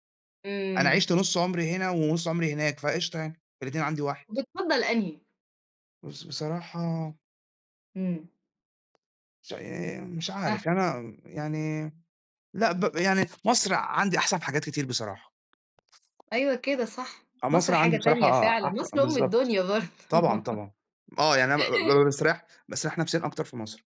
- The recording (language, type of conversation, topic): Arabic, unstructured, إزاي تخلق ذكريات حلوة مع عيلتك؟
- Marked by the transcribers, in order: tapping; other background noise; laughing while speaking: "برضه"; laugh